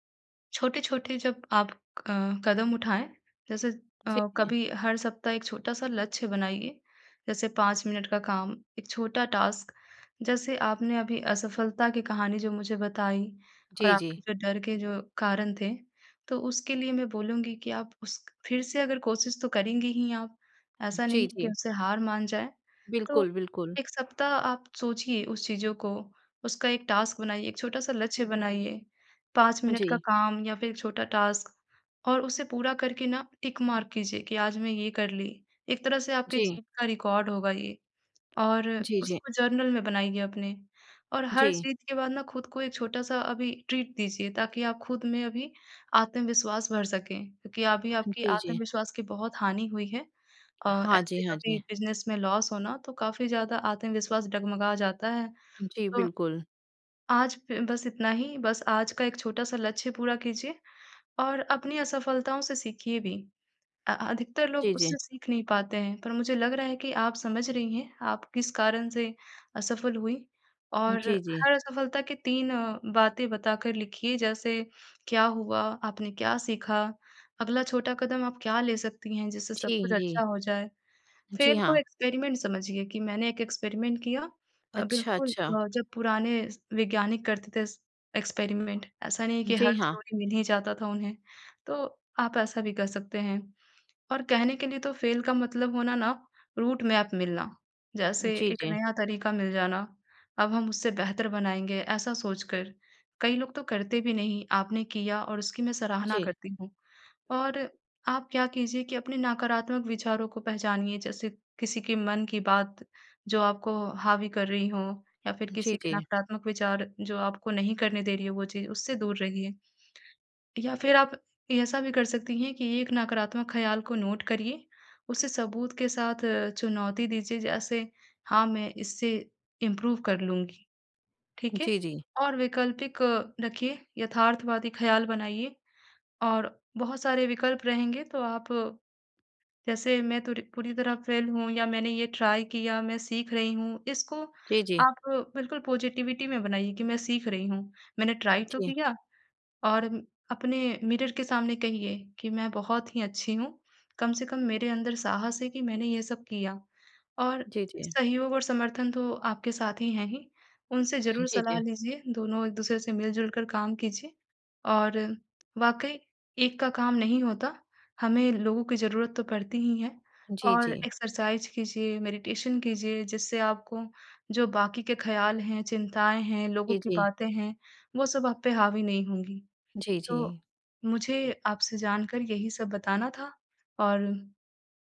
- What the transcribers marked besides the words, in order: in English: "टास्क"; in English: "टास्क"; in English: "टास्क"; in English: "टिक मार्क"; in English: "रिकॉर्ड"; in English: "ट्रीट"; in English: "बिजनेस"; in English: "लॉस"; in English: "फ़ेल"; in English: "एक्सपेरिमेंट"; in English: "एक्सपेरिमेंट"; in English: "एक्सपेरिमेंट"; in English: "थ्योरी"; in English: "फ़ेल"; in English: "रूटमैप"; in English: "नोट"; in English: "इम्प्रूव"; in English: "फ़ेल"; in English: "ट्राई"; in English: "पॉज़िटिविटी"; in English: "ट्राई"; in English: "मिरर"; other background noise; in English: "एक्सरसाइज़"; in English: "मेडिटेशन"
- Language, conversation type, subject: Hindi, advice, डर पर काबू पाना और आगे बढ़ना
- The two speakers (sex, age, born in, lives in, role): female, 40-44, India, India, user; female, 55-59, India, India, advisor